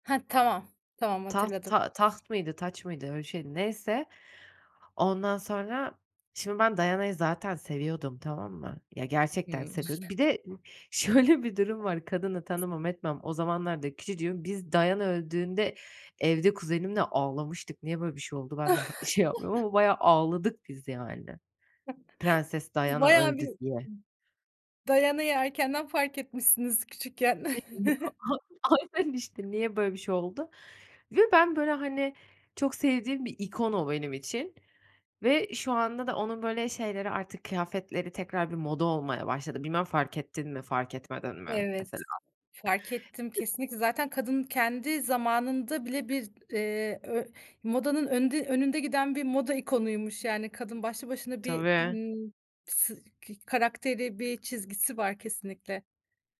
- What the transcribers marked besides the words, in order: other background noise; laughing while speaking: "şöyle"; chuckle; chuckle; unintelligible speech; chuckle; unintelligible speech
- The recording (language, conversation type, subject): Turkish, podcast, En sevdiğin film ya da dizideki bir tarzı kendi stiline nasıl taşıdın?
- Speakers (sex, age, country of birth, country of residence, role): female, 30-34, Turkey, Netherlands, guest; female, 35-39, Turkey, Germany, host